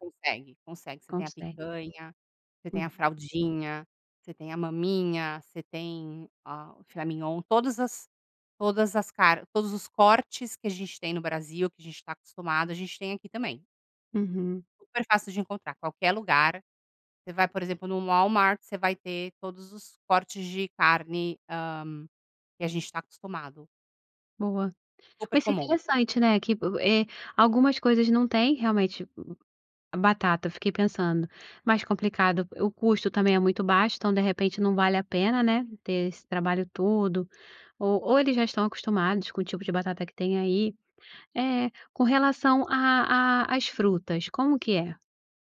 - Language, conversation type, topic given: Portuguese, podcast, Qual é uma comida tradicional que reúne a sua família?
- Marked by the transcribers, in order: none